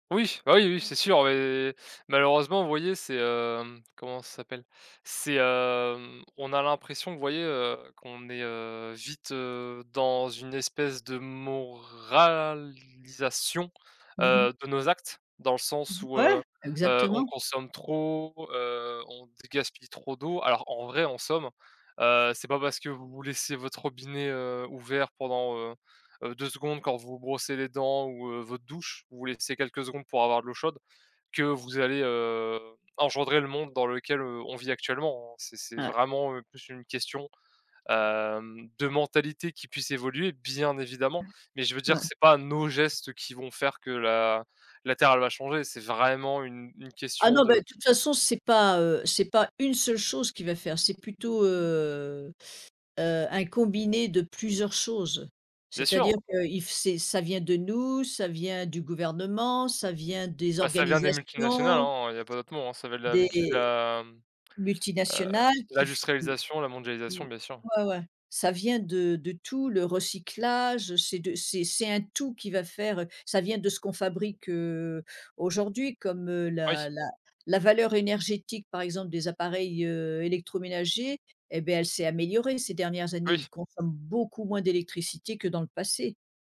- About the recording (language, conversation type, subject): French, unstructured, Que penses-tu des effets du changement climatique sur la nature ?
- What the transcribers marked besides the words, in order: stressed: "moralisation"; stressed: "nos"; put-on voice: "if"; unintelligible speech; stressed: "beaucoup"